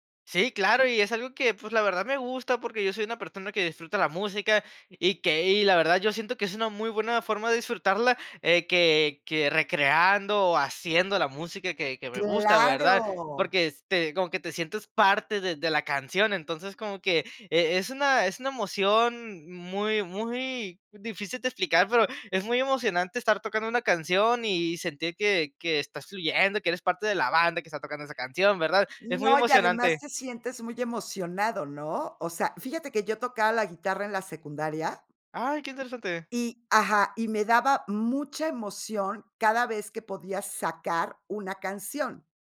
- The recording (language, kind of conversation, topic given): Spanish, podcast, ¿Cómo fue retomar un pasatiempo que habías dejado?
- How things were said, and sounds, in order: none